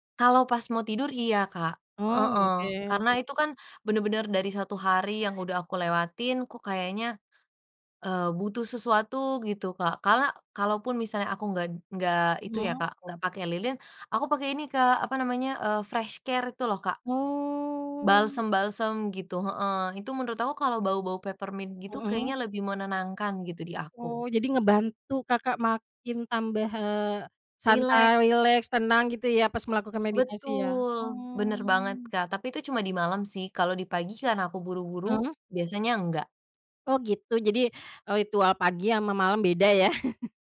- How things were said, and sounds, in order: tapping; drawn out: "Oh"; other background noise; drawn out: "Oh"; chuckle
- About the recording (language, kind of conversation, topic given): Indonesian, podcast, Ritual sederhana apa yang selalu membuat harimu lebih tenang?